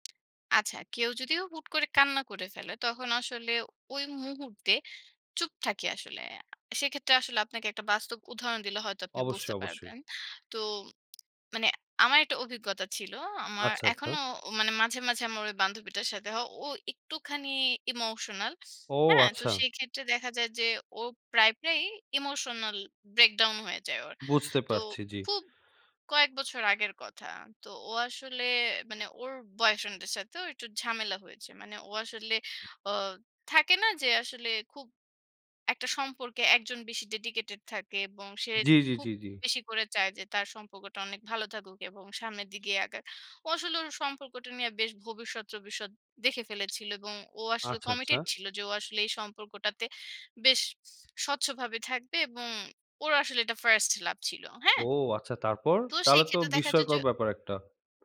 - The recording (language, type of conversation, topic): Bengali, podcast, কঠিন সময় আপনি কীভাবে সামলে নেন?
- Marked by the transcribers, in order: lip smack; in English: "emotional breakdown"; in English: "dedicated"; in English: "commited"